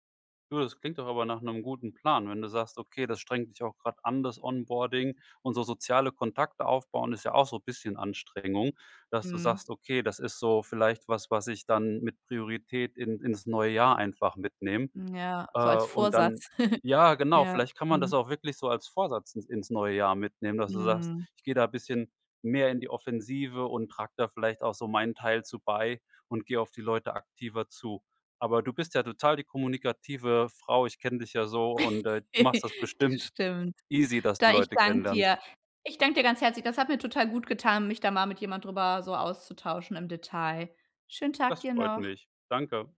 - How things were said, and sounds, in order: chuckle; laugh; in English: "easy"
- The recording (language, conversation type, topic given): German, advice, Wie finde ich nach einem Umzug oder Jobwechsel neue Freunde?